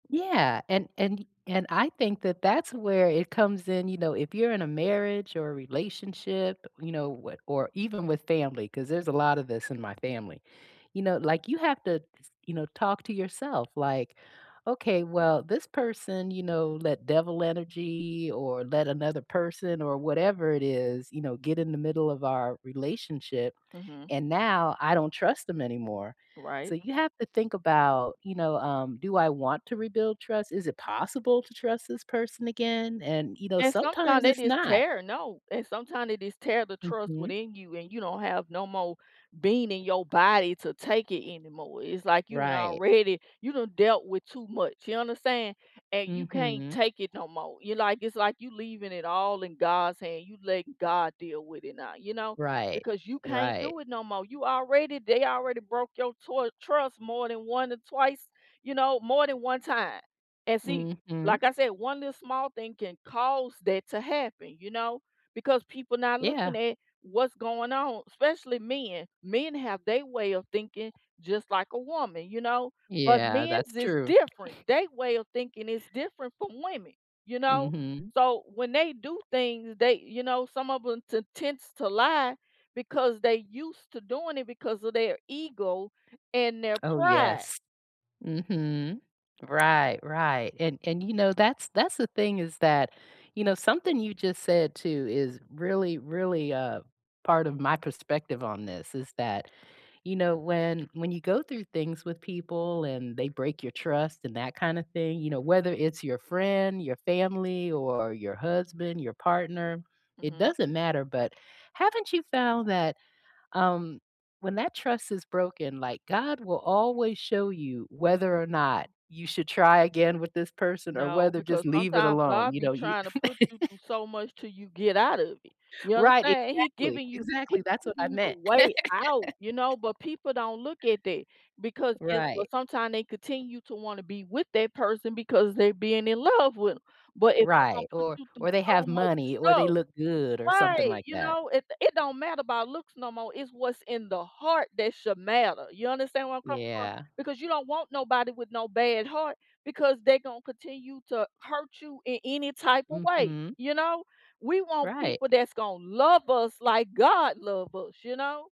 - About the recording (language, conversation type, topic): English, unstructured, How do you rebuild trust after it’s broken?
- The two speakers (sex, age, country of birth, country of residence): female, 40-44, United States, United States; female, 55-59, United States, United States
- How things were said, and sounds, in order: other background noise; tapping; laughing while speaking: "already"; lip smack; chuckle; lip smack; chuckle; laugh